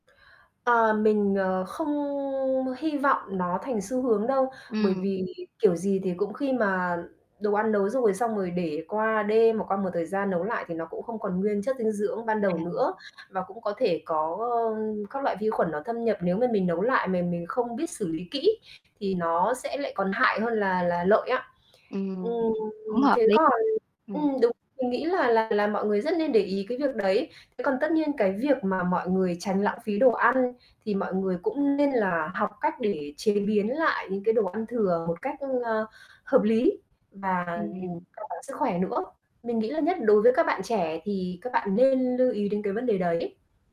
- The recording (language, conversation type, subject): Vietnamese, podcast, Bạn thường biến đồ ăn thừa thành món mới như thế nào?
- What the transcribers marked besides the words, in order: other background noise; tapping; distorted speech; mechanical hum; static